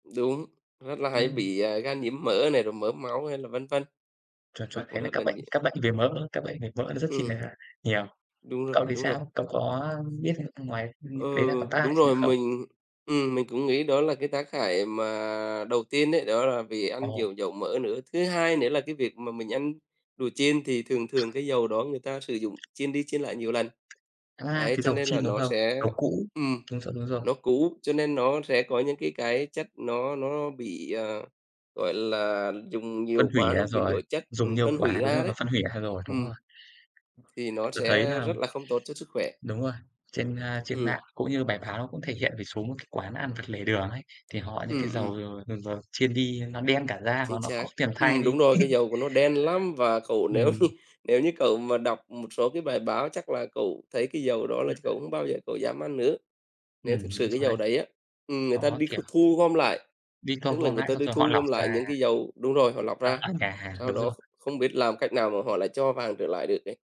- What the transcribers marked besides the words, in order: tapping; laughing while speaking: "nếu"; chuckle; other background noise
- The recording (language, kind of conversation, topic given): Vietnamese, unstructured, Tại sao nhiều người vẫn thích ăn đồ chiên ngập dầu dù biết không tốt?